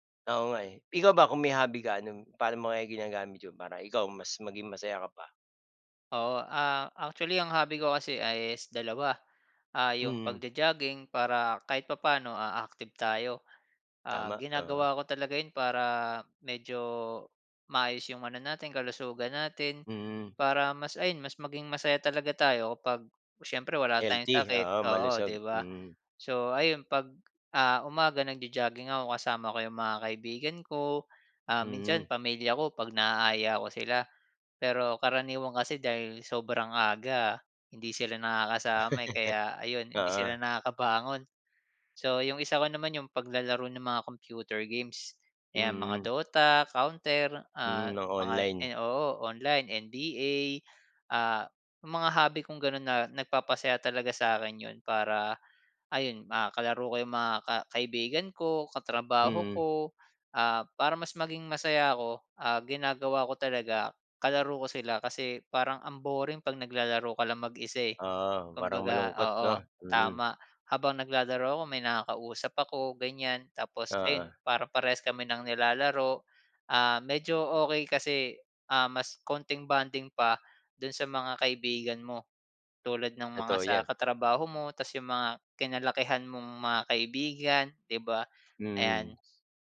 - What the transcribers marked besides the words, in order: none
- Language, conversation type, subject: Filipino, unstructured, Paano mo ginagamit ang libangan mo para mas maging masaya?